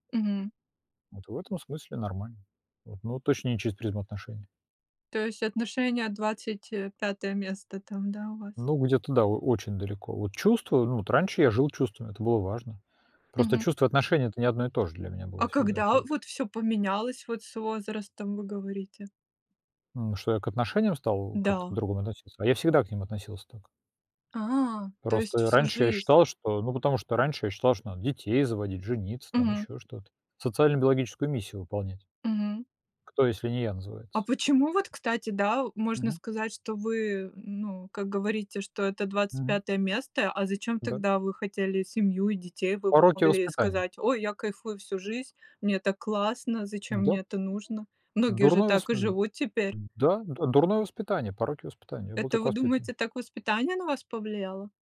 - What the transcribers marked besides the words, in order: background speech
- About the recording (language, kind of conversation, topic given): Russian, unstructured, Как понять, что ты влюблён?